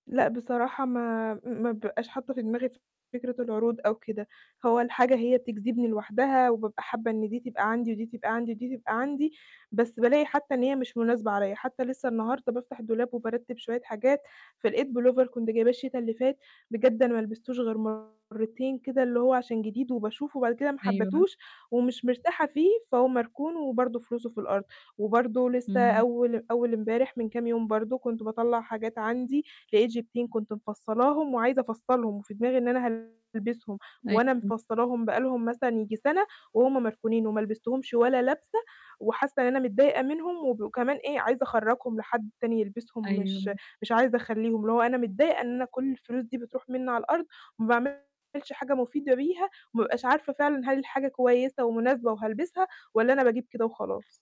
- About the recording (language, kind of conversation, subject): Arabic, advice, إزاي أعرف لو أنا محتاج الحاجة دي بجد ولا مجرد رغبة قبل ما أشتريها؟
- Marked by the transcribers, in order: distorted speech